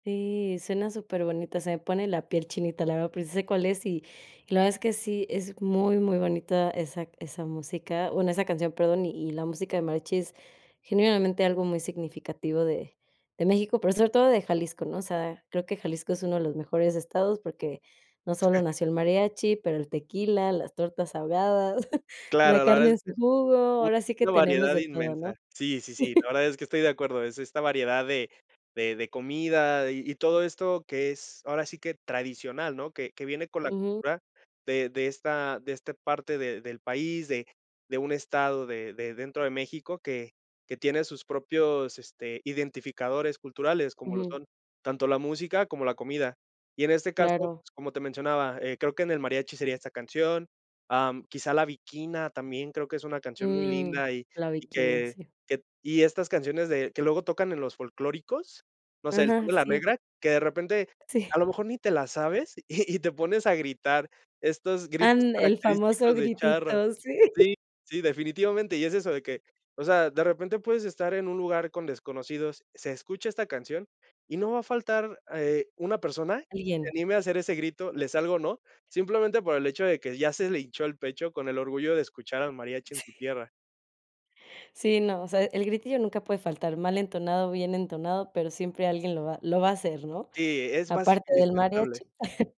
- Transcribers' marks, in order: chuckle; chuckle; chuckle; chuckle; dog barking; tapping; chuckle
- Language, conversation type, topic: Spanish, podcast, ¿Qué canción te conecta con tu cultura o con tus raíces?